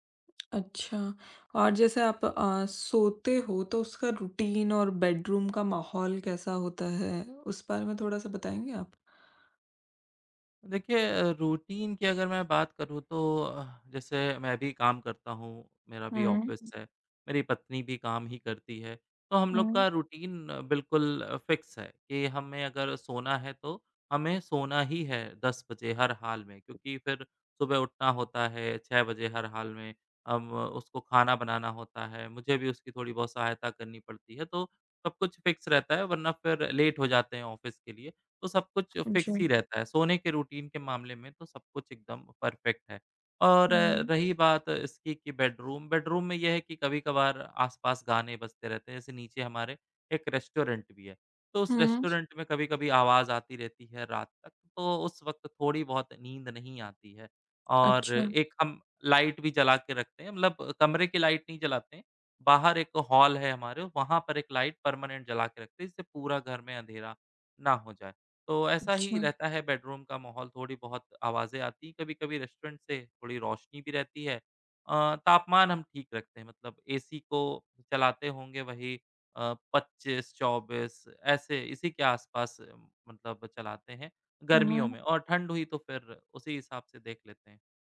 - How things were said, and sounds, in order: tongue click; in English: "रूटीन"; in English: "बेडरूम"; tapping; other background noise; in English: "रूटीन"; in English: "रूटीन"; in English: "फिक्स"; in English: "फिक्स"; in English: "लेट"; in English: "फिक्स"; in English: "रूटीन"; in English: "परफेक्ट"; in English: "रेस्टोरेंट"; in English: "रेस्टोरेंट"; in English: "परमानेंट"; in English: "रेस्टोरेंट"
- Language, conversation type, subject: Hindi, advice, रात में बार-बार जागना और फिर सो न पाना